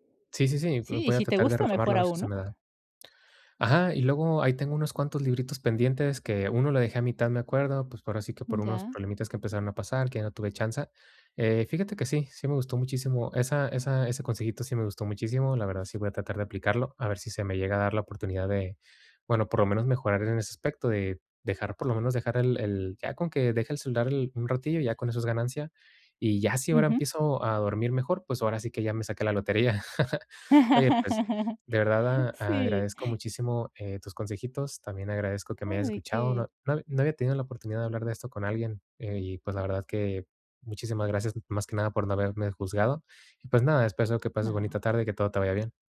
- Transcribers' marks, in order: laugh; chuckle
- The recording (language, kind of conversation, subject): Spanish, advice, ¿Cómo puedo limitar el uso del celular por la noche para dormir mejor?